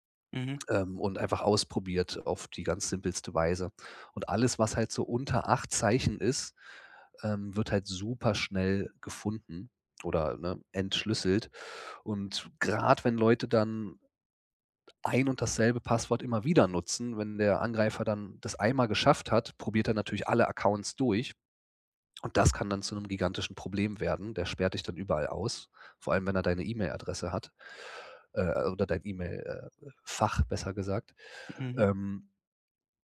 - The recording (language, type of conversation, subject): German, podcast, Wie schützt du deine privaten Daten online?
- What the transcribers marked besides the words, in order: none